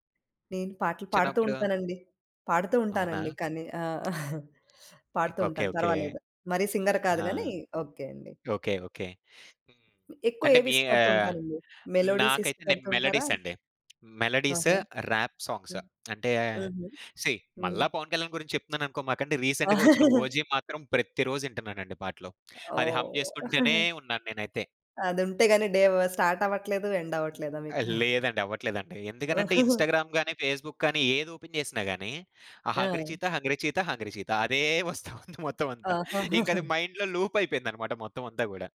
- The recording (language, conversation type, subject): Telugu, podcast, నువ్వు ఒక పాటను ఎందుకు ఆపకుండా మళ్లీ మళ్లీ వింటావు?
- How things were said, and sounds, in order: tapping; chuckle; in English: "సింగర్"; in English: "మెలోడీస్, రాప్ సాంగ్స్"; in English: "మెలోడీస్"; in English: "సీ"; laugh; in English: "హమ్"; chuckle; in English: "డే"; chuckle; in English: "ఇన్‌స్టాగ్రామ్"; in English: "ఫేస్‌బుక్"; laughing while speaking: "వస్తా ఉంది మొత్తవంతా. ఇంకది మైండ్‌లో లూపయిపోయిందనమాట మొత్తమంతా గూడా"; other background noise; chuckle